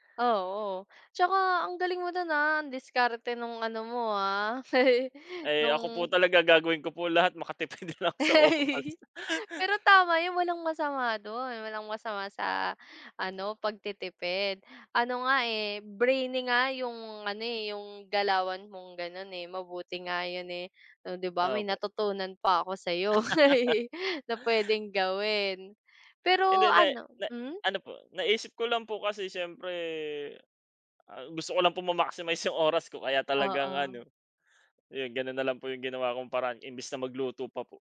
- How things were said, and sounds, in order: laugh; laughing while speaking: "makatipid lang ako sa oras"; laugh; in English: "brainy"; laugh; gasp; laugh; laughing while speaking: "yung"
- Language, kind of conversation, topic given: Filipino, unstructured, Ano ang palagay mo sa sobrang alat ng mga pagkain ngayon?